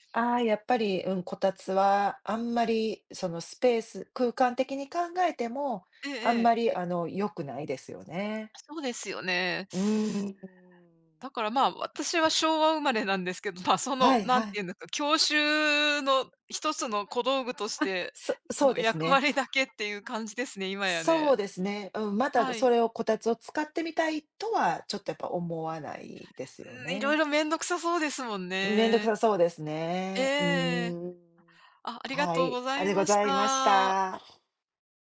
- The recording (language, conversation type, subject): Japanese, unstructured, 冬の暖房にはエアコンとこたつのどちらが良いですか？
- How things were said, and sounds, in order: none